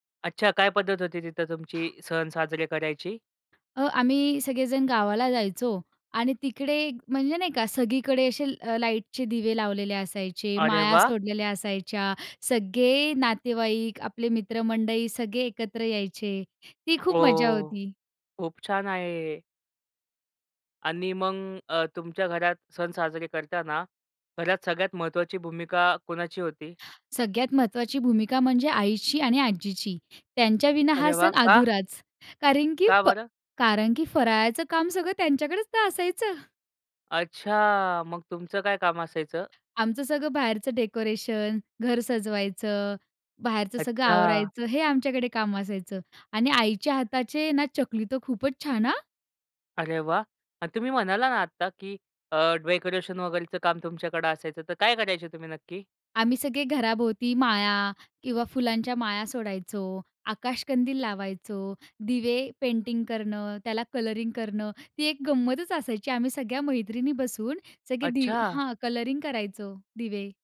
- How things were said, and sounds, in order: other background noise; tapping; joyful: "चकली तर खूपच छान, हां!"; "डेकोरेशन" said as "ड्वेकोरेशन"
- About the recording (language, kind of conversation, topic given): Marathi, podcast, तुमचे सण साजरे करण्याची खास पद्धत काय होती?